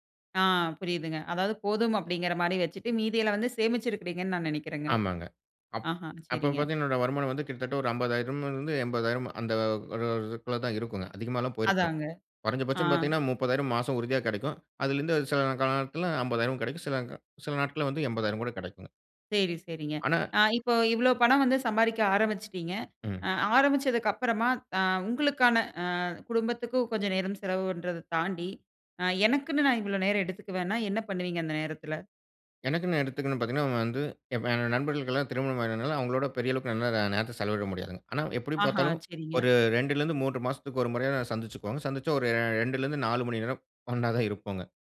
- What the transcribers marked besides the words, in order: other noise
- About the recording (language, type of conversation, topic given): Tamil, podcast, பணி நேரமும் தனிப்பட்ட நேரமும் பாதிக்காமல், எப்போதும் அணுகக்கூடியவராக இருக்க வேண்டிய எதிர்பார்ப்பை எப்படி சமநிலைப்படுத்தலாம்?